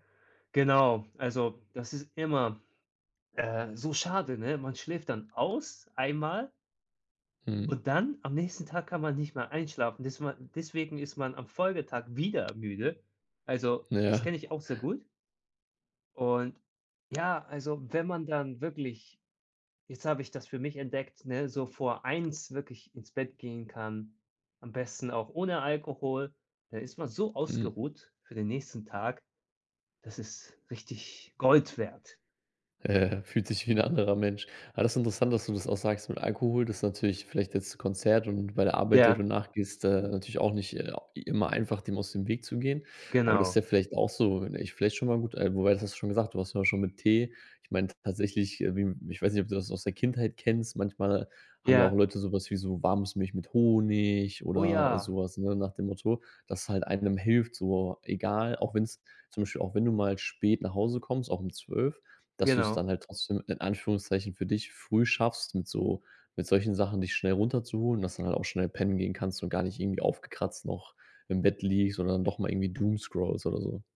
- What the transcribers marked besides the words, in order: tapping; stressed: "wieder"; other background noise; in English: "doomscrollst"
- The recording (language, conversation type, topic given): German, advice, Warum gehst du abends nicht regelmäßig früher schlafen?